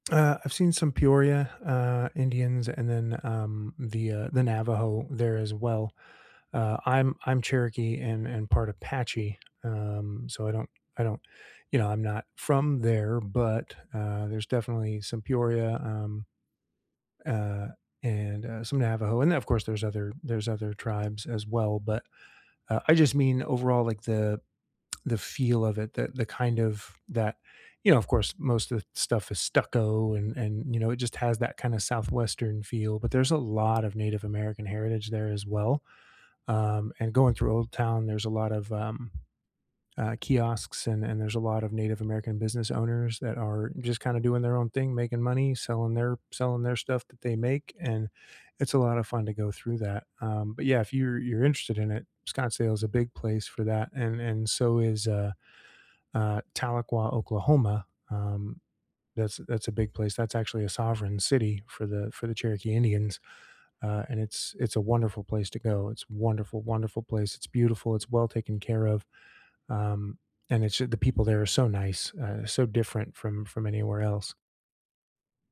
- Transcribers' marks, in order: tapping; tsk
- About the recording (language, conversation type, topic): English, unstructured, How do the two cities you love most compare, and why do they stay with you?
- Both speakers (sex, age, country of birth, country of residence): male, 35-39, United States, United States; male, 45-49, United States, United States